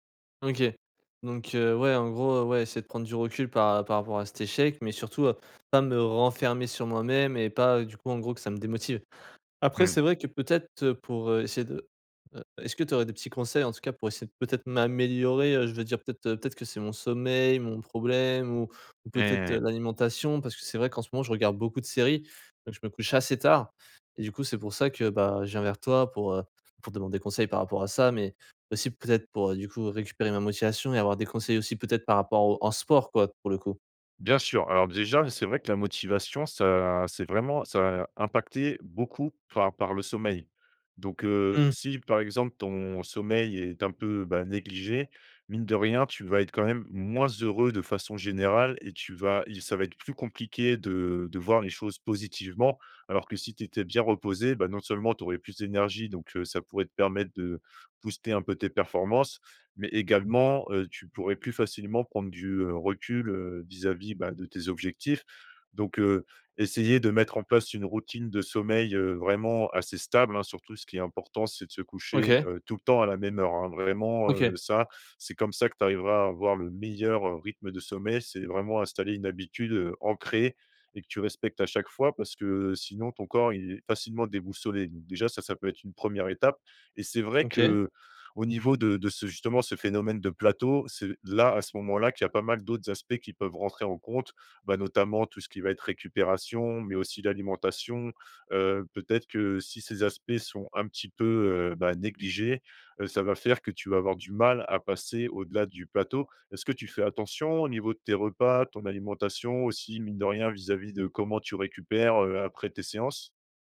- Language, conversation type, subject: French, advice, Comment retrouver la motivation après un échec récent ?
- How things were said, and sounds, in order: none